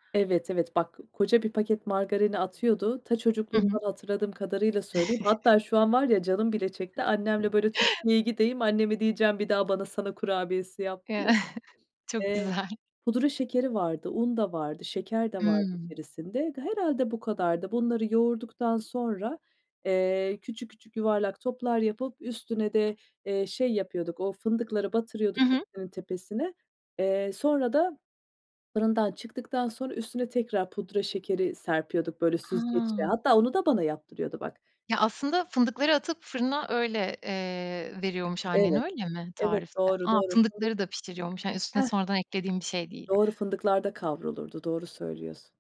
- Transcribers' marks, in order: chuckle; other background noise; chuckle; laughing while speaking: "Çok güzel"; tapping
- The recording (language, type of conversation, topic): Turkish, podcast, Çocukken en çok hangi yemeğe düşkündün, anlatır mısın?